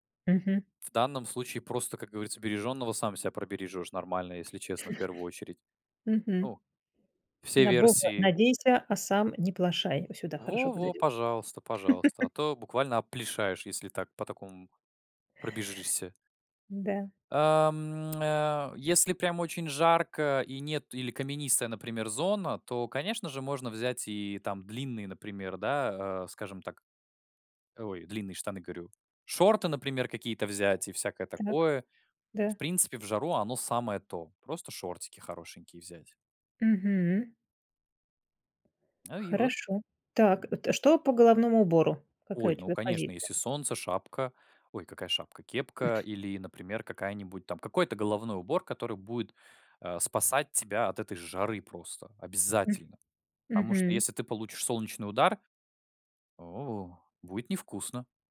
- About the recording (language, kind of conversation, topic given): Russian, podcast, Как подготовиться к однодневному походу, чтобы всё прошло гладко?
- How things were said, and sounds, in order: chuckle; tapping; laugh; lip smack; other noise; drawn out: "о"